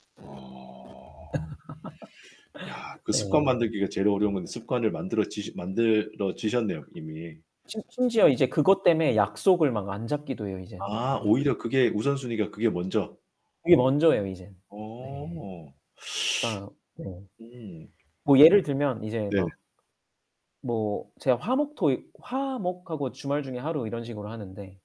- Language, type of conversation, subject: Korean, unstructured, 운동을 시작할 때 가장 어려운 점은 무엇인가요?
- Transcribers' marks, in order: other background noise; laugh; distorted speech